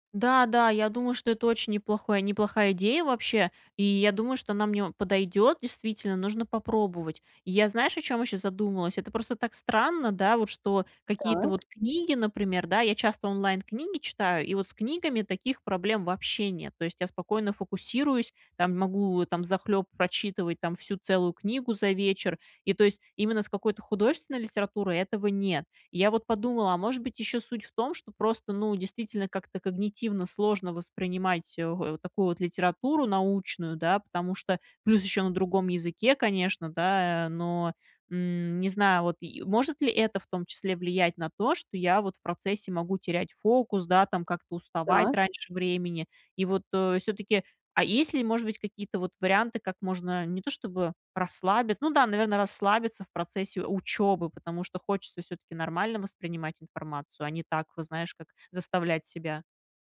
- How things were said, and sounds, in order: tapping
- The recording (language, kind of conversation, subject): Russian, advice, Как снова научиться получать удовольствие от чтения, если трудно удерживать внимание?